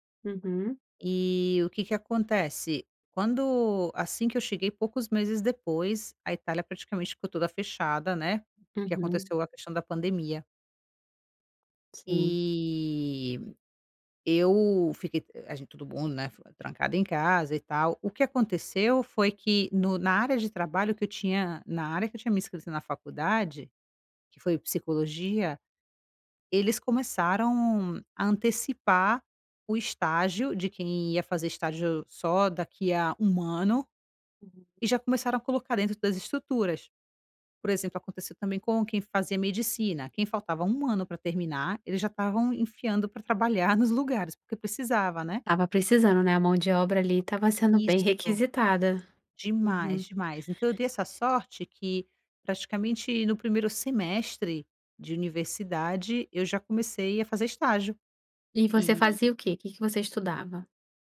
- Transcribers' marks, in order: none
- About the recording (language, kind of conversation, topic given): Portuguese, podcast, Você já tomou alguma decisão improvisada que acabou sendo ótima?